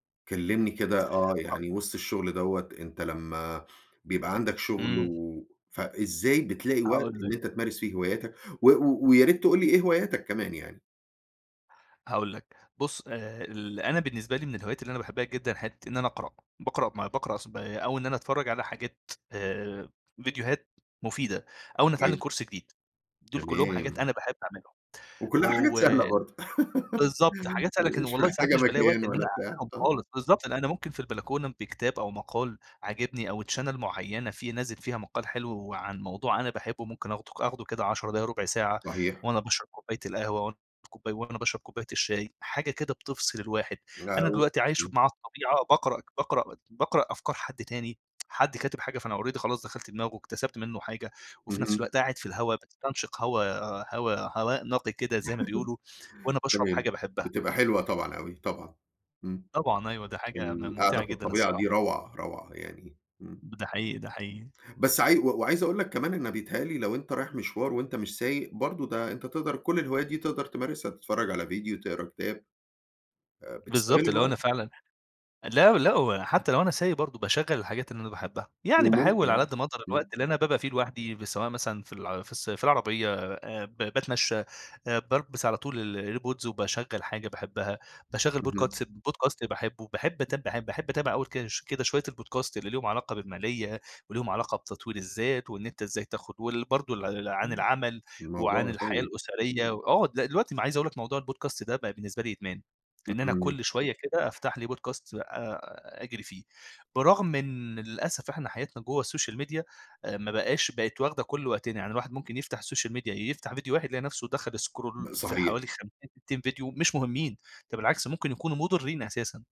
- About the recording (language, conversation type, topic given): Arabic, podcast, إزاي بتلاقي وقت لهواياتك وسط الشغل والالتزامات؟
- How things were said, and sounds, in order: unintelligible speech; in English: "كورس"; laugh; in English: "channel"; unintelligible speech; unintelligible speech; tsk; in English: "already"; laugh; unintelligible speech; in English: "ال air pods"; in English: "podcats podcast"; in English: "ال podcast"; in English: "ال podcast"; in English: "Podcast"; in English: "السوشيال ميديا"; in English: "السوشيال ميديا"; in English: "scroll"